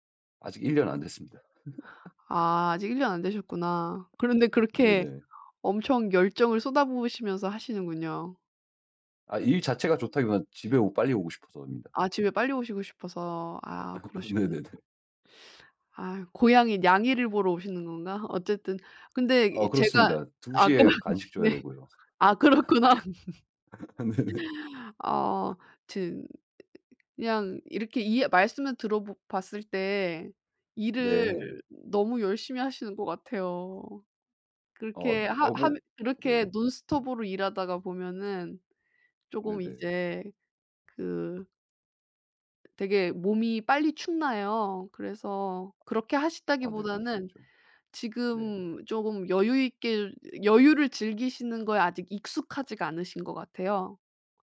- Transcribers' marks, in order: laugh; laugh; laughing while speaking: "아까 네. 아 그렇구나"; laugh; laughing while speaking: "네네"; laugh; other background noise
- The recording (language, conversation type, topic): Korean, advice, 일과 휴식의 균형을 맞추기 위해 집중해서 일할 시간 블록을 어떻게 정하면 좋을까요?